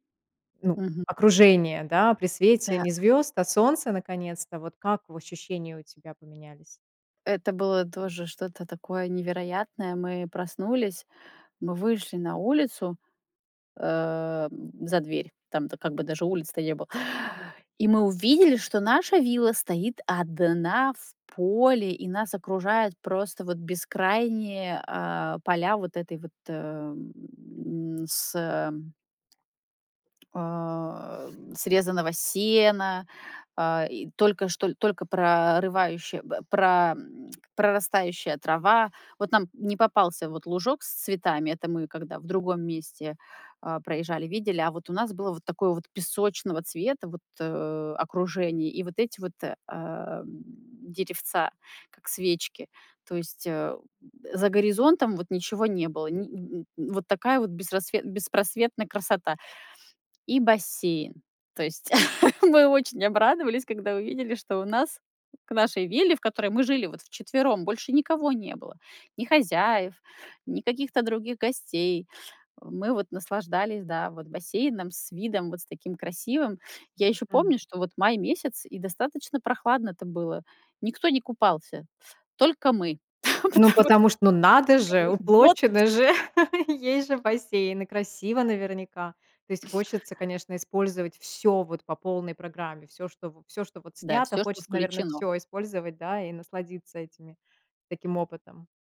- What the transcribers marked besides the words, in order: tapping; other background noise; tsk; laugh; laugh; laughing while speaking: "потому что"; laugh
- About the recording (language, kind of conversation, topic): Russian, podcast, Есть ли природный пейзаж, который ты мечтаешь увидеть лично?